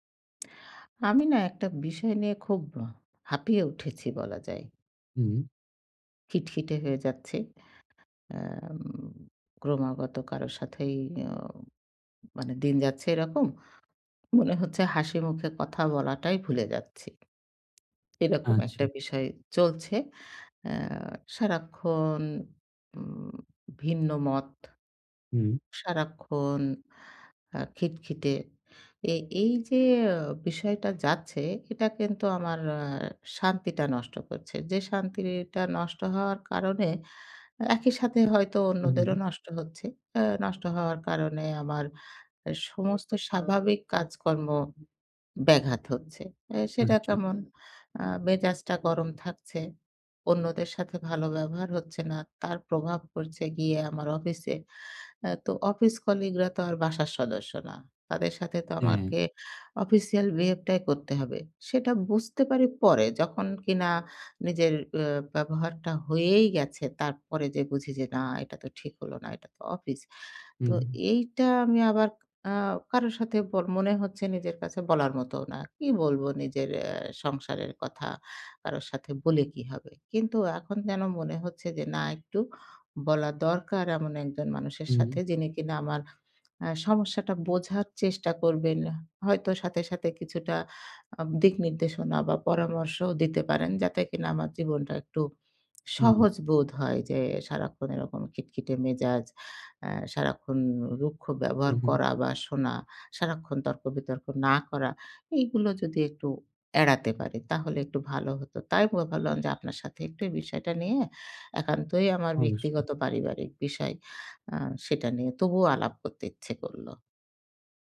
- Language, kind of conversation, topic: Bengali, advice, সন্তান পালন নিয়ে স্বামী-স্ত্রীর ক্রমাগত তর্ক
- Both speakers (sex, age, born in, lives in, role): female, 55-59, Bangladesh, Bangladesh, user; male, 20-24, Bangladesh, Bangladesh, advisor
- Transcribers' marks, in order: horn